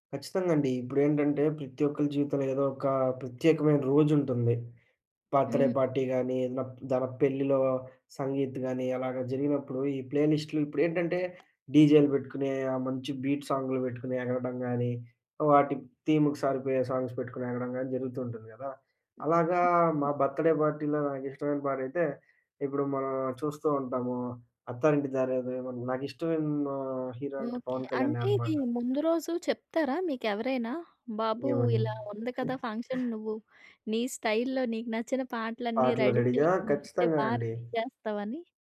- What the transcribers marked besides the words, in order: in English: "బర్త్‌డే పార్టీ"; in Hindi: "సంగీత్"; in English: "థీమ్‌కి"; other background noise; in English: "సాంగ్స్"; in English: "బర్త్‌డే పార్టీలో"; in English: "హీరో"; in English: "ఫంక్షన్"; chuckle; in English: "స్టైల్‌లో"; in English: "రెడీ"; in English: "రెడీగా"; in English: "రెడీ"
- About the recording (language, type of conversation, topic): Telugu, podcast, పార్టీ కోసం పాటల జాబితా తయారుచేస్తే మీరు ముందుగా ఏమి చేస్తారు?